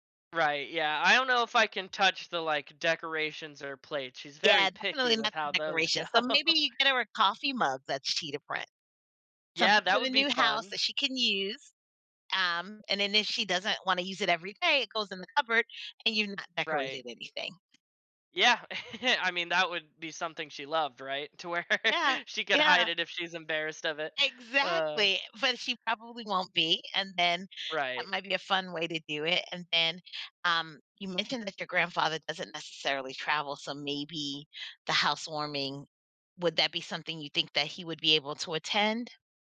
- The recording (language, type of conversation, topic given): English, advice, How can I share good news with my family in a way that feels positive and considerate?
- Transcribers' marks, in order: laughing while speaking: "go"; other background noise; chuckle; laughing while speaking: "where"